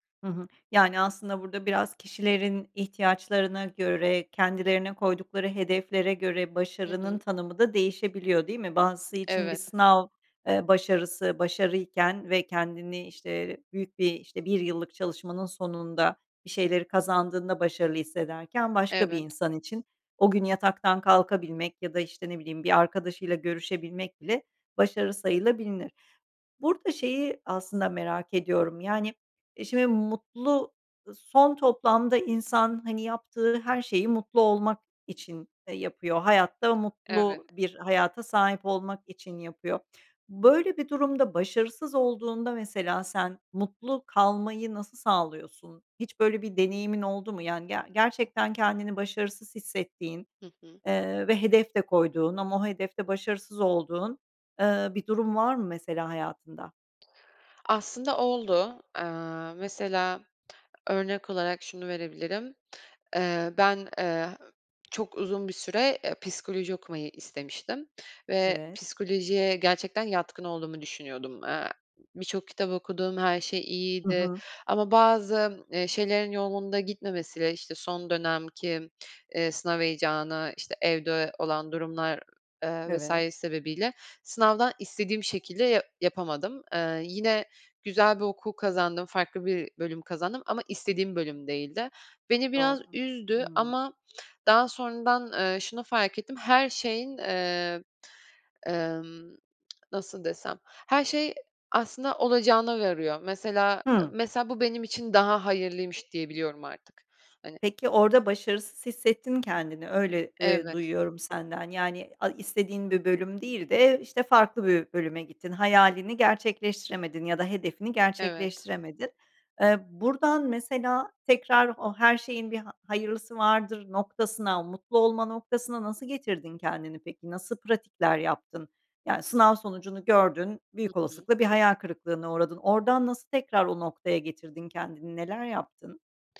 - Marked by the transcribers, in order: tapping; other background noise; tsk; tsk
- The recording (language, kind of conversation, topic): Turkish, podcast, Senin için mutlu olmak mı yoksa başarılı olmak mı daha önemli?